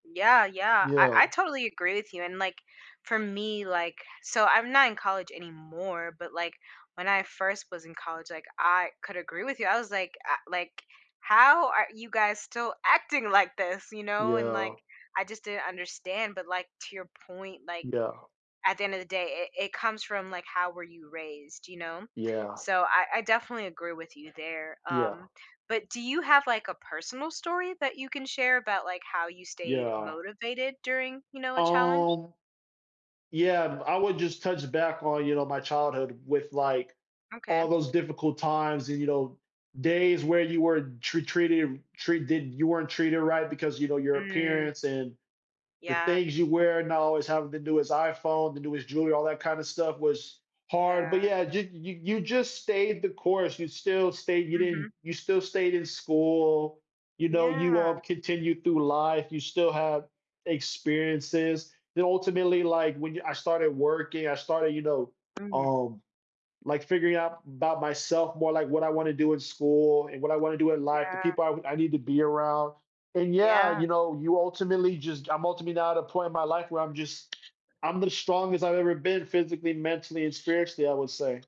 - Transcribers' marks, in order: other background noise; tapping
- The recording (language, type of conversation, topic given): English, unstructured, What helps you keep going when life gets tough?